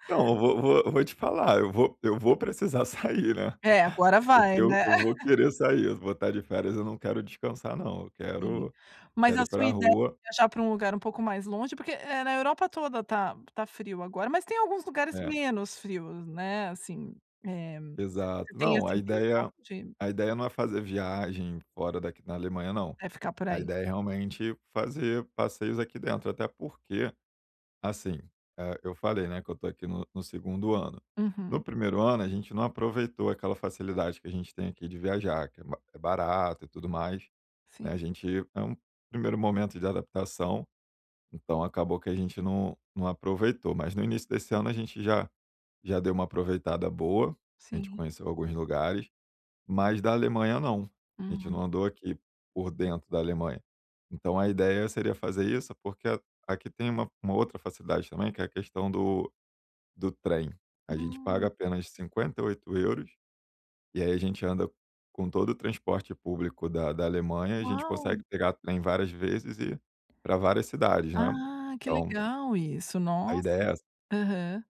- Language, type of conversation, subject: Portuguese, advice, Como posso lidar com ansiedade e insegurança durante viagens e passeios?
- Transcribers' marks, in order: chuckle; tapping